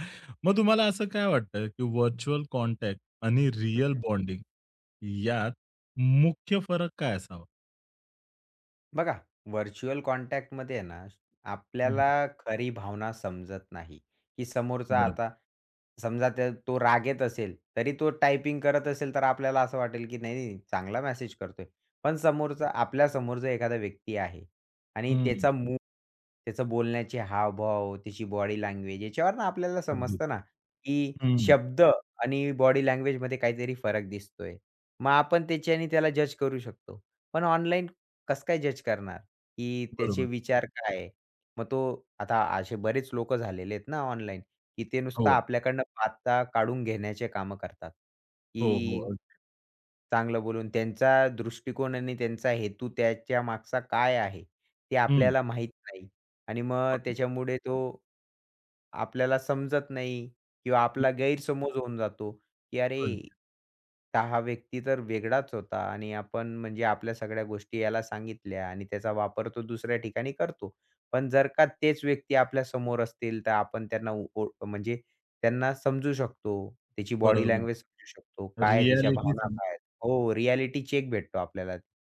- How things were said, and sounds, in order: in English: "व्हर्चुअल कॉन्टॅक्ट"; other background noise; in English: "बॉन्डिंग"; in English: "व्हर्चुअल कॉन्टॅक्टमध्ये"; tapping
- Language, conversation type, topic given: Marathi, podcast, सोशल मीडियावरून नाती कशी जपता?